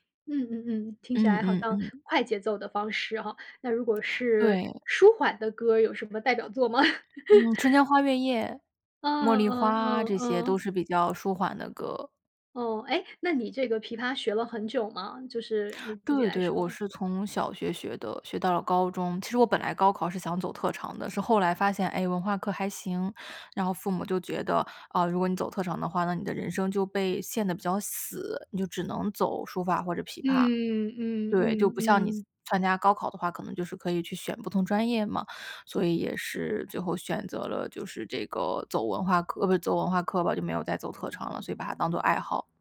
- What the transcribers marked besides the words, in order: laughing while speaking: "吗？"; laugh
- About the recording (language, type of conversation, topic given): Chinese, podcast, 當情緒低落時你會做什麼？